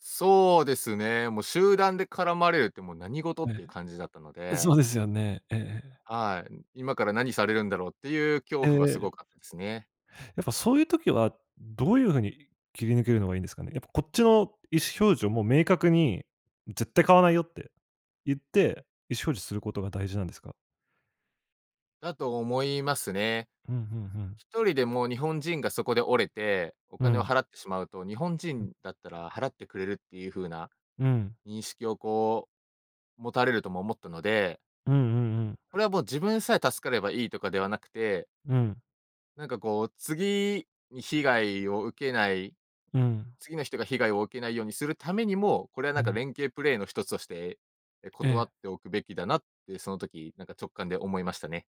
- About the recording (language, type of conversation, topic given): Japanese, podcast, 初めての一人旅で学んだことは何ですか？
- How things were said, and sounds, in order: other noise; other background noise